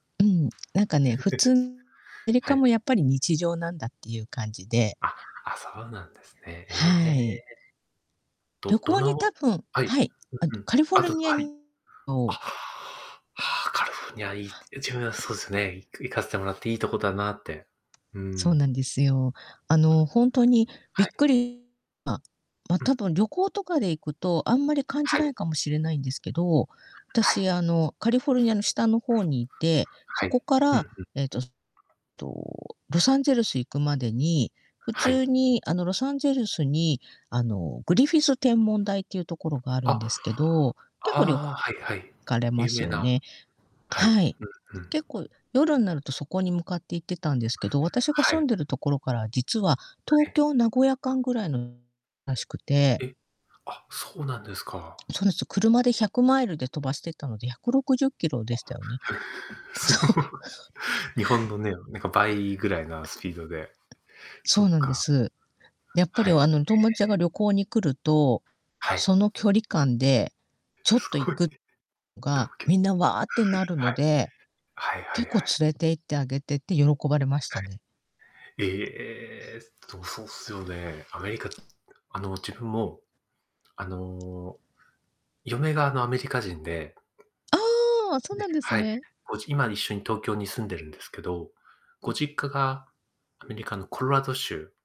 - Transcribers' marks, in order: chuckle; distorted speech; unintelligible speech; other background noise; unintelligible speech; unintelligible speech; chuckle; laughing while speaking: "そう"; laughing while speaking: "そう"; chuckle; tapping
- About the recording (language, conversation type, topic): Japanese, unstructured, 旅行先でいちばん驚いた場所はどこですか？